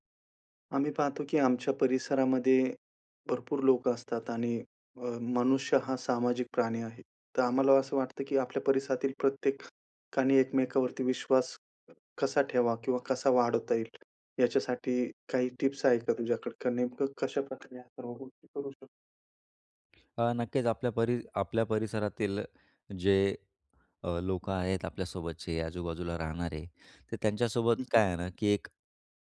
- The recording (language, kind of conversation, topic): Marathi, podcast, आपल्या परिसरात एकमेकांवरील विश्वास कसा वाढवता येईल?
- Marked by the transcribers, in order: tapping; other background noise